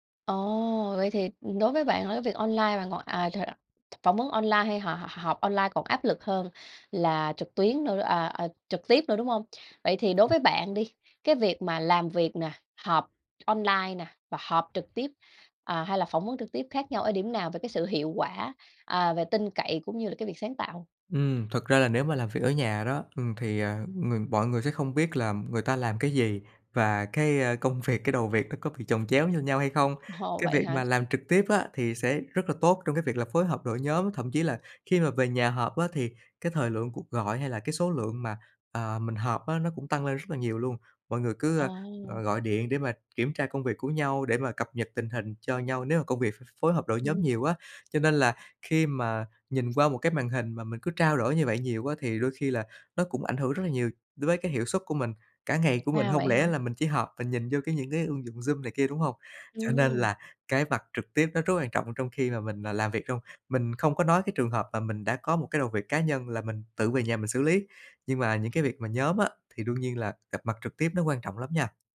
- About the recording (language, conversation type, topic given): Vietnamese, podcast, Theo bạn, việc gặp mặt trực tiếp còn quan trọng đến mức nào trong thời đại mạng?
- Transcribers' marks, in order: unintelligible speech; tapping; other background noise; laughing while speaking: "Ồ"